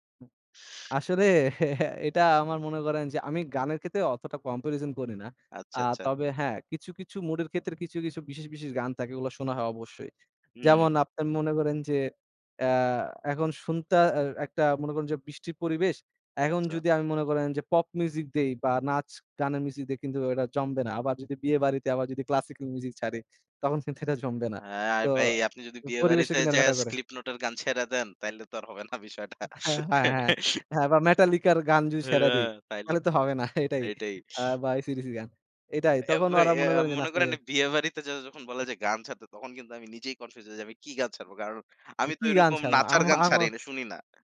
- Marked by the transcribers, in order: other background noise; chuckle; laughing while speaking: "এটা"; tapping; laughing while speaking: "কিন্তু এটা জমবে না"; laughing while speaking: "আর হবে না বিষয়টা"; chuckle; laughing while speaking: "এটাই"
- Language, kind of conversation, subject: Bengali, unstructured, আপনার প্রিয় গান কোনটি, এবং কেন সেটি আপনার কাছে বিশেষ মনে হয়?